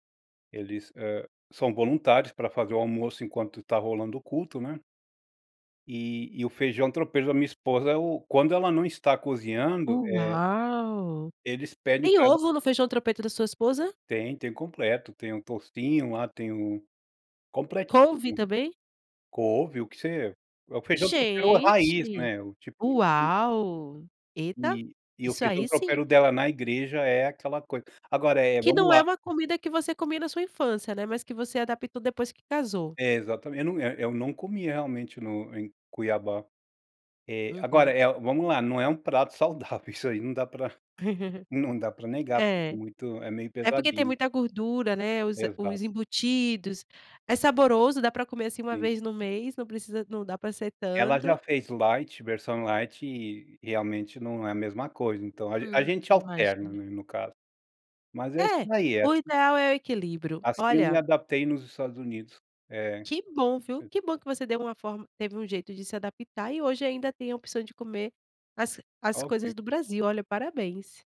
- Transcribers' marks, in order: "tropeiro" said as "trompeto"; giggle
- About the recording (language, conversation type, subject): Portuguese, podcast, Como a comida da sua infância se transforma quando você mora em outro país?